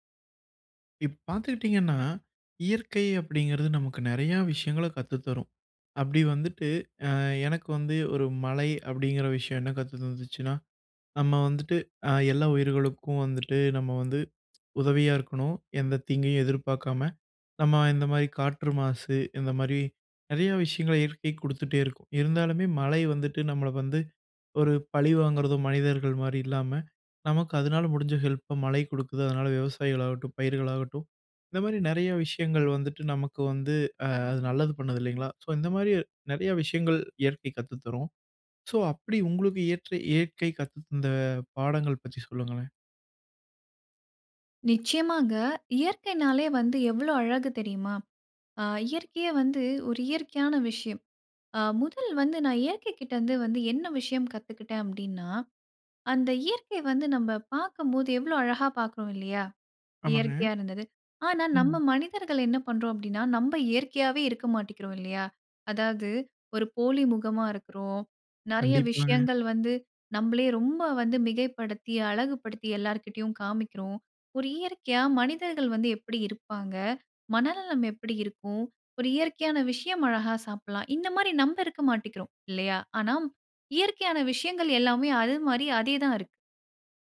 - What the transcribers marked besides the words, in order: other background noise; anticipating: "சோ அப்டி உங்களுக்கு ஏற்ற இயற்கை கத்துத்தந்த பாடங்கள் பற்றி சொல்லுங்களேன்"; chuckle; "ஆனா" said as "ஆனாம்"
- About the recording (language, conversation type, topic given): Tamil, podcast, நீங்கள் இயற்கையிடமிருந்து முதலில் கற்றுக் கொண்ட பாடம் என்ன?